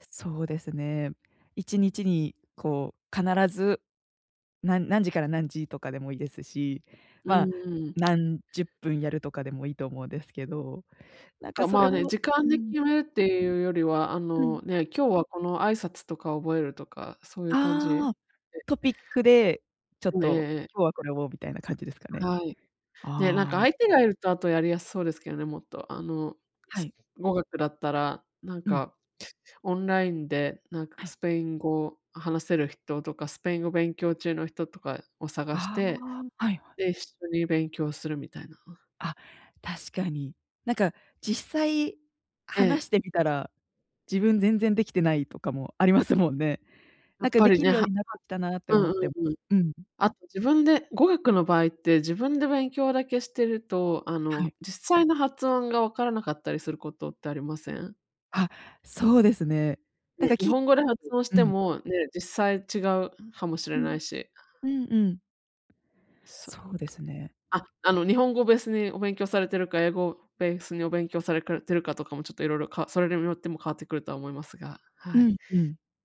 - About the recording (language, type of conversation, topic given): Japanese, advice, どうすれば集中力を取り戻して日常を乗り切れますか？
- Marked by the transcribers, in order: tapping; unintelligible speech; laughing while speaking: "ありますもんね"